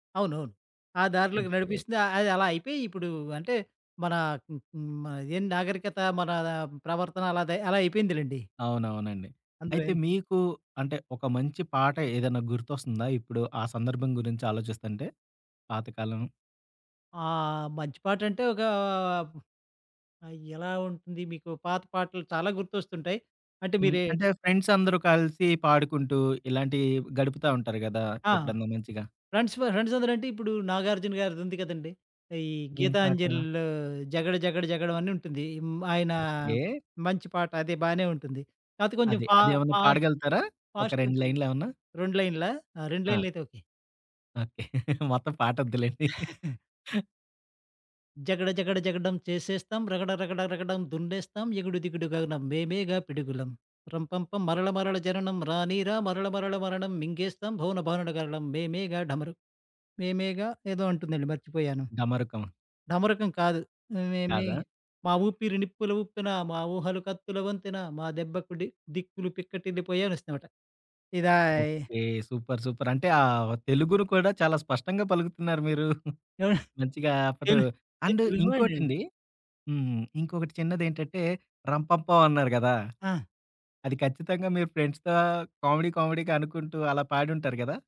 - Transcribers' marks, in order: other background noise; in English: "ఫ్రెండ్స్ ఫర్"; tapping; in English: "లైన్‌లేమన్నా?"; laughing while speaking: "ఓకే. మొత్తం పాటొద్దులెండి"; giggle; singing: "జగడ జగడ జగడం చేసేస్తాం, రగడ … గరలం మేమేగా డమరు"; singing: "మా ఊపిరి నిప్పులు ఊప్పెన. మా ఊహలు కత్తుల వంతెన. మా దెబ్బకు డి"; in English: "సూపర్, సూపర్"; giggle; in English: "అండ్"; in English: "ఫ్రెండ్స్‌తో కామెడీ కామెడీగా"
- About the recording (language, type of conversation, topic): Telugu, podcast, పాత పాటలు మిమ్మల్ని ఎప్పుడు గత జ్ఞాపకాలలోకి తీసుకెళ్తాయి?